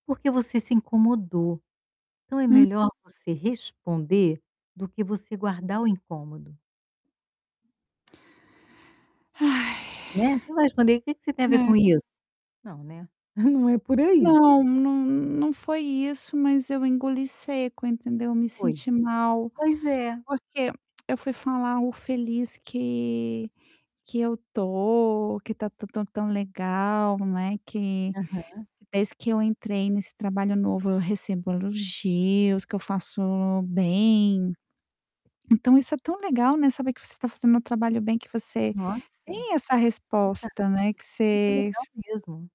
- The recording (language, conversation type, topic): Portuguese, advice, Como lidar com críticas sem perder a autoestima?
- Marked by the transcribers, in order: drawn out: "Ai"; tapping; laughing while speaking: "não é por aí"; distorted speech